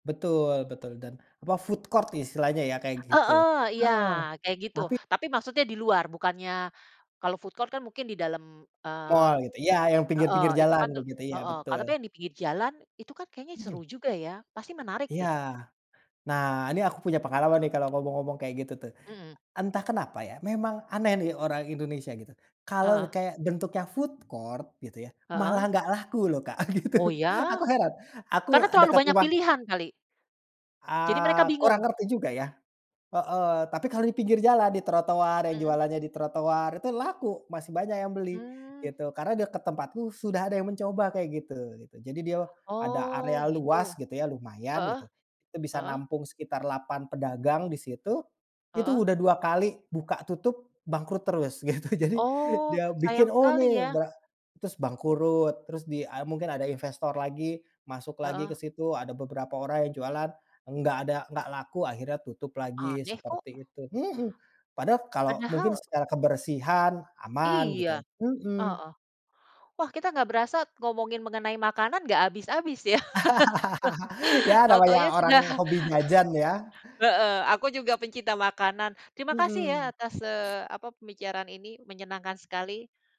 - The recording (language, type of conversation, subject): Indonesian, unstructured, Apa yang membuat Anda takut membeli makanan dari pedagang kaki lima?
- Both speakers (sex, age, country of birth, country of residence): female, 50-54, Indonesia, Netherlands; male, 30-34, Indonesia, Indonesia
- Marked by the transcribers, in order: in English: "food court"; in English: "food court"; other background noise; in English: "food court"; laughing while speaking: "gitu"; laughing while speaking: "gitu. Jadi"; tapping; laugh